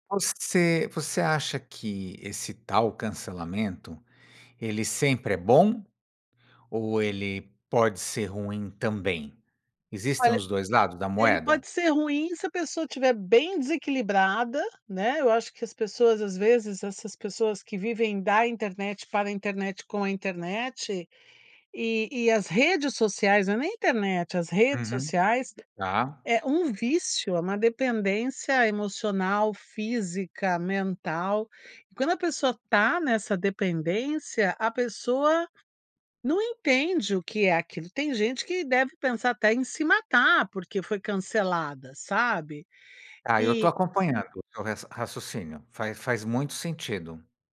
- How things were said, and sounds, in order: none
- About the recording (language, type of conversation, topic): Portuguese, podcast, O que você pensa sobre o cancelamento nas redes sociais?